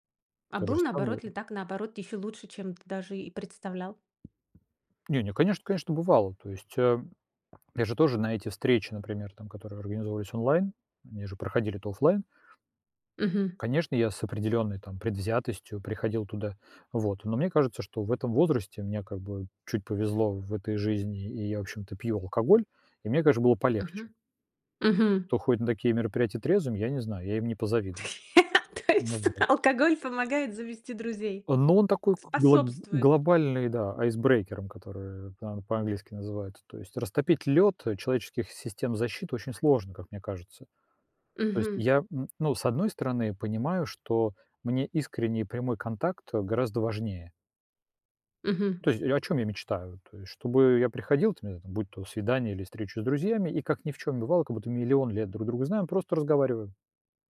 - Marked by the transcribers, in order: tapping; swallow; other background noise; laugh; laughing while speaking: "То есть"; in English: "айсбрейкером"
- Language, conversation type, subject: Russian, podcast, Как вы заводите друзей в новой среде?